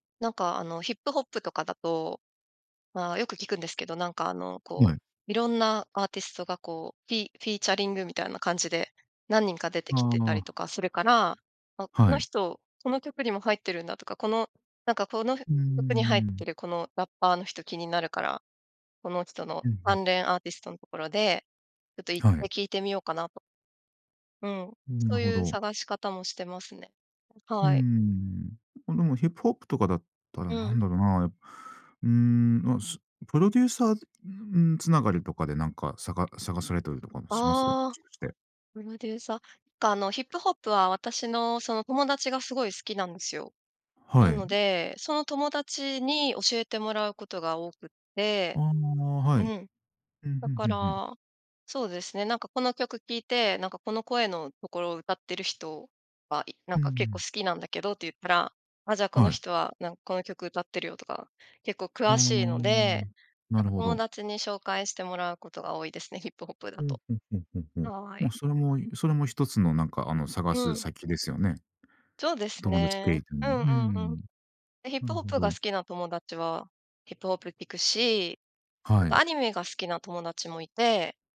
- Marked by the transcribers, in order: other background noise; other noise
- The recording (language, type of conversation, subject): Japanese, podcast, 普段、新曲はどこで見つけますか？